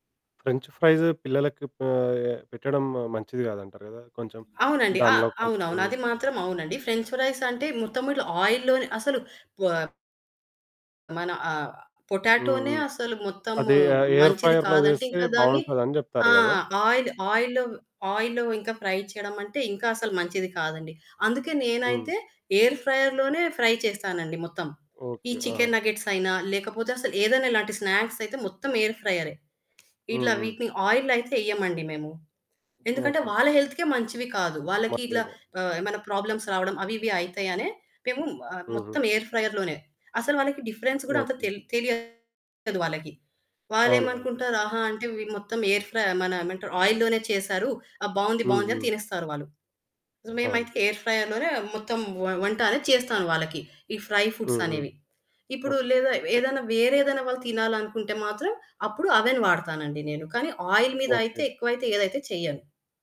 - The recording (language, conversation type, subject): Telugu, podcast, వంటను పంచుకునేటప్పుడు అందరి ఆహార అలవాట్ల భిన్నతలను మీరు ఎలా గౌరవిస్తారు?
- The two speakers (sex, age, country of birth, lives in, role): female, 25-29, India, India, guest; male, 25-29, India, India, host
- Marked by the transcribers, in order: in English: "ఫ్రెంచ్ ఫ్రైస్"; other background noise; in English: "ఫ్రెంచ్ ఫ్రైస్"; in English: "ఆయిల్"; in English: "పొటాటోనే"; in English: "ఎయిర్ ఫ్రైయర్‌లో"; in English: "ఆయిల్ ఆయిల్‌లో ఆయిల్‌లో"; in English: "ఫ్రై"; in English: "ఎయిర్ ఫ్రైయర్"; in English: "ఫ్రై"; in English: "చికెన్ నగ్గెట్స్"; in English: "స్నాక్స్"; in English: "ఎయిర్"; in English: "ఆయిల్‌లో"; in English: "హెల్త్‌కే"; in English: "ప్రాబ్లమ్స్"; distorted speech; in English: "ఎయిర్ ఫ్రైయర్"; in English: "డిఫరెన్స్"; in English: "ఎయిర్"; in English: "ఆయిల్"; in English: "ఎయిర్ ఫ్రైయర్"; in English: "ఫ్రై"; in English: "అవెన్"; in English: "ఆయిల్"